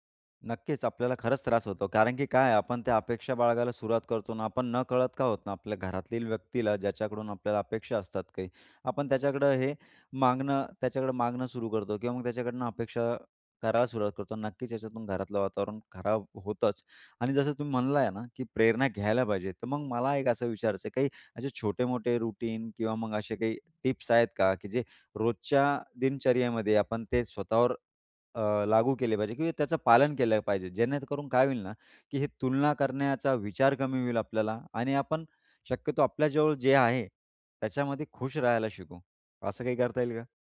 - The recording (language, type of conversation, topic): Marathi, podcast, इतरांशी तुलना कमी करण्याचा उपाय काय आहे?
- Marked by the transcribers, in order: "म्हणाला" said as "म्हणला"; in English: "रूटीन"; "असे" said as "अशे"; other noise